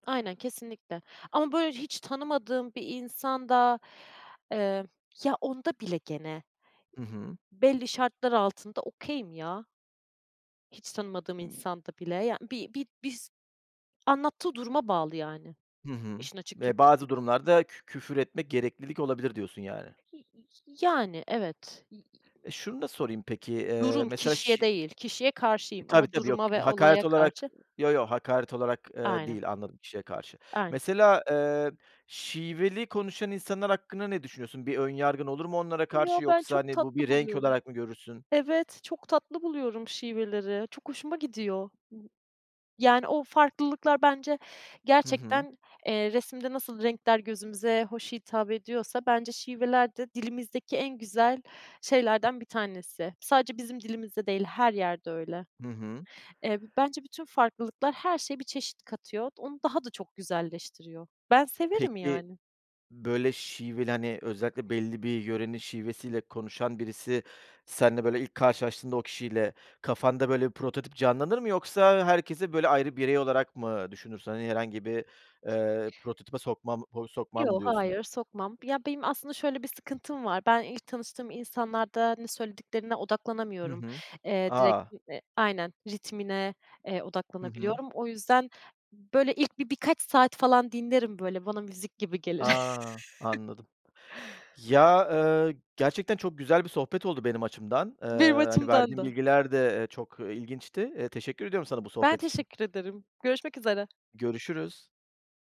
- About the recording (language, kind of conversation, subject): Turkish, podcast, Dil kimliğini nasıl şekillendiriyor?
- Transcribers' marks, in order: tapping; other noise; in English: "okay'im"; other background noise; unintelligible speech; unintelligible speech; unintelligible speech; chuckle